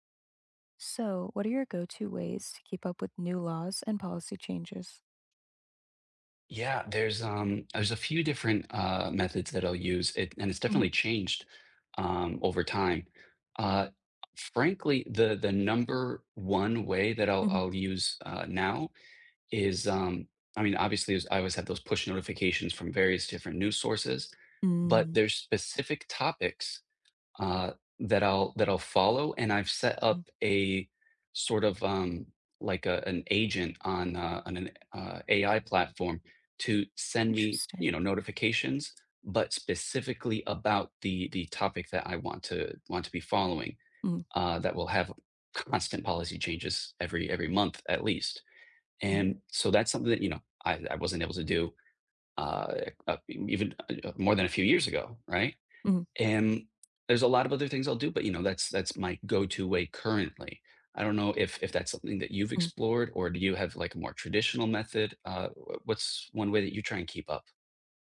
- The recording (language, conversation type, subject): English, unstructured, What are your go-to ways to keep up with new laws and policy changes?
- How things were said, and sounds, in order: other background noise